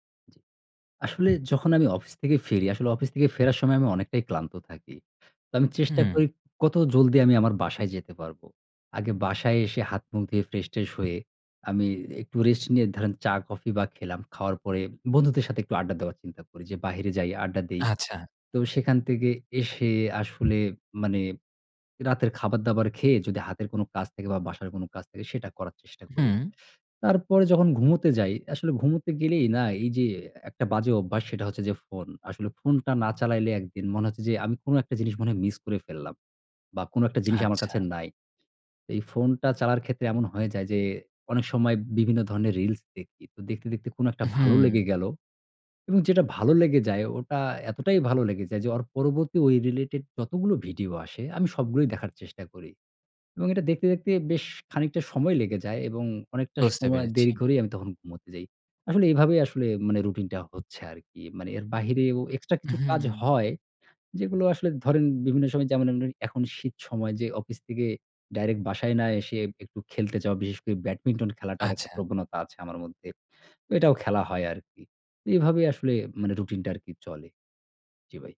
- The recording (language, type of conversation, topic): Bengali, advice, সকাল ওঠার রুটিন বানালেও আমি কেন তা টিকিয়ে রাখতে পারি না?
- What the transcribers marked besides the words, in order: "রেস্ট" said as "রেস"; tapping; in English: "related"